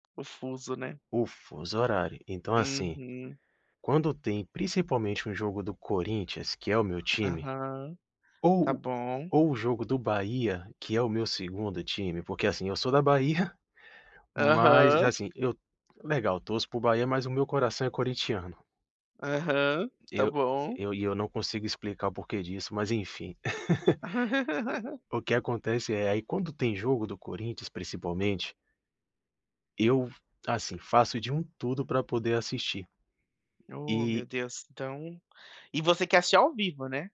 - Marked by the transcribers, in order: tapping; chuckle; laugh
- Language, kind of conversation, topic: Portuguese, advice, Como posso aprender a priorizar o descanso sem me sentir culpado?